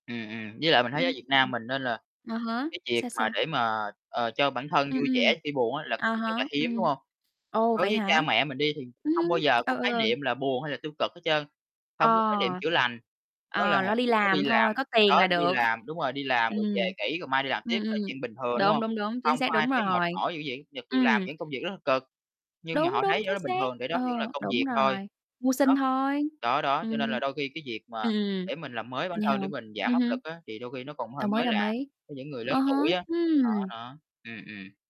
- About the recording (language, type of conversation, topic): Vietnamese, unstructured, Bạn thường làm gì để cảm thấy vui vẻ hơn khi buồn?
- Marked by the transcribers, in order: other background noise; distorted speech; static; tapping